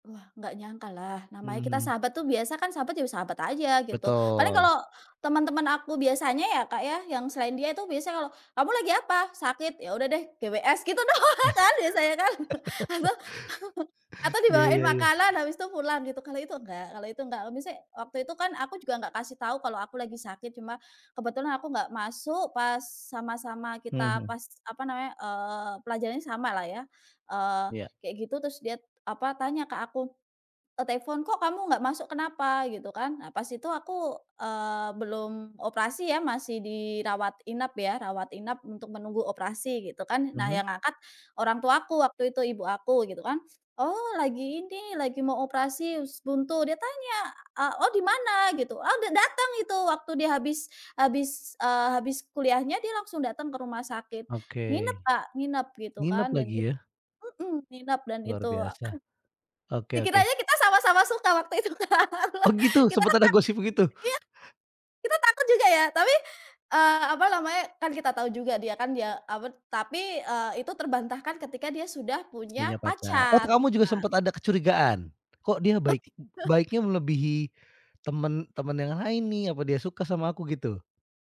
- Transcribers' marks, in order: laugh; laughing while speaking: "doang"; laugh; chuckle; tapping; laughing while speaking: "itu, Kak"; laugh; other background noise; laugh
- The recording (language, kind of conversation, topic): Indonesian, podcast, Apa momen persahabatan yang paling berarti buat kamu?